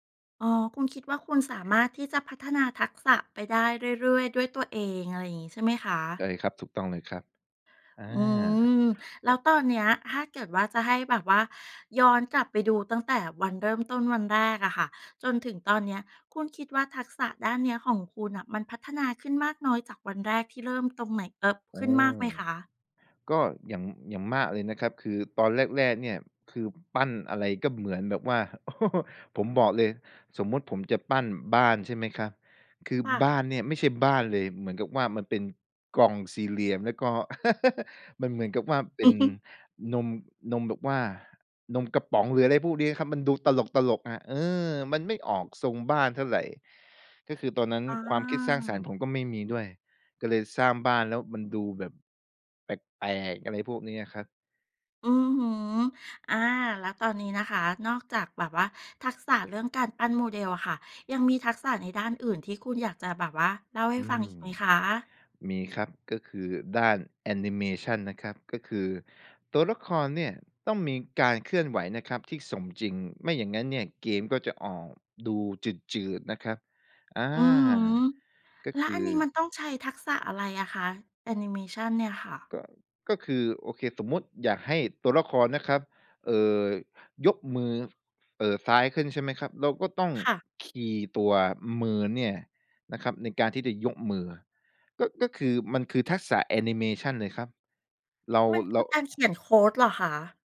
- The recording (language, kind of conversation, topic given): Thai, podcast, คุณทำโปรเจกต์ในโลกจริงเพื่อฝึกทักษะของตัวเองอย่างไร?
- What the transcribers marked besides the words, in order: other background noise; chuckle; chuckle; laugh